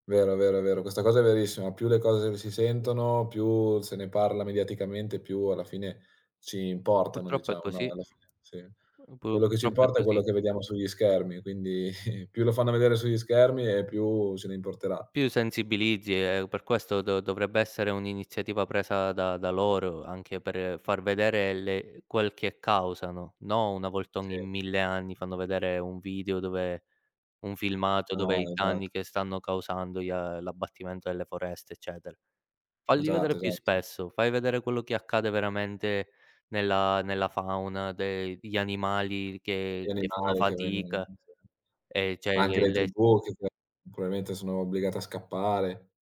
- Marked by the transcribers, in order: chuckle; unintelligible speech; "cioè" said as "ceh"
- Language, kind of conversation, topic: Italian, unstructured, Cosa pensi della perdita delle foreste nel mondo?
- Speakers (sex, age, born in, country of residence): male, 20-24, Italy, Italy; male, 25-29, Italy, Italy